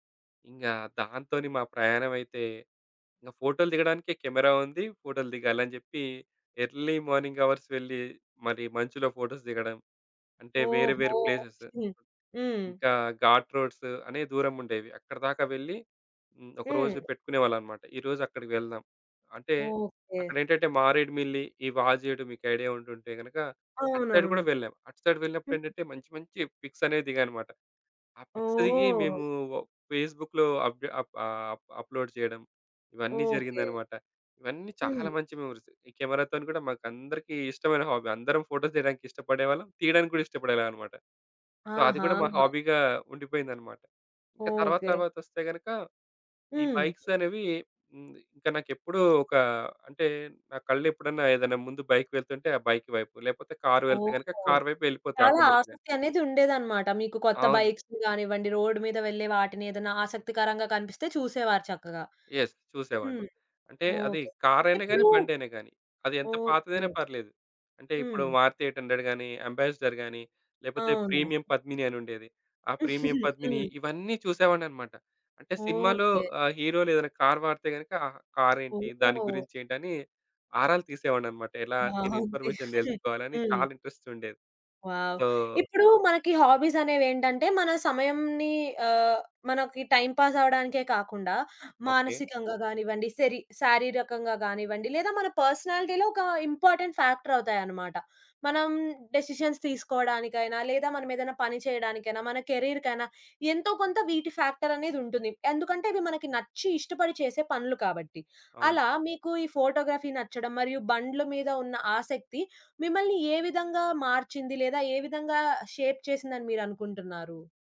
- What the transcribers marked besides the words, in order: in English: "కెమెరా"; in English: "ఎర్లీ మార్నింగ్ అవర్స్"; in English: "ఫోటోస్"; tapping; in English: "ప్లేసెస్"; in English: "ఘాట్ రోడ్స్"; unintelligible speech; in English: "సైడ్"; in English: "సైడ్"; in English: "పిక్స్"; in English: "పిక్స్"; in English: "ఫేస్‌బుక్‌లో అప్‌డె అప్ ఆ అప్ అప్లోడ్"; other background noise; in English: "మెమోరీస్"; in English: "హాబీ"; in English: "ఫోటోస్"; in English: "సో"; in English: "హాబీగా"; in English: "ఆటోమేటిక్‌గా"; in English: "బైక్స్"; in English: "యెస్"; in English: "మారుతి ఎయిట్ హండ్రెడ్"; in English: "అంబాసిడర్"; in English: "ప్రీమియం"; giggle; in English: "ప్రీమియం"; laughing while speaking: "బావుంది"; in English: "ఇన్ఫర్మేషన్"; in English: "ఇంట్రెస్ట్"; in English: "వావ్!"; in English: "సో"; in English: "టైమ్ పాస్"; in English: "పర్సనాలిటీలో"; in English: "ఇంపార్టెంట్"; in English: "డెసిషన్స్"; in English: "కెరియర్‌కెయినా"; in English: "ఫోటోగ్రఫీ"; in English: "షేప్"
- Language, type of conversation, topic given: Telugu, podcast, మీరు ఎక్కువ సమయం కేటాయించే హాబీ ఏది?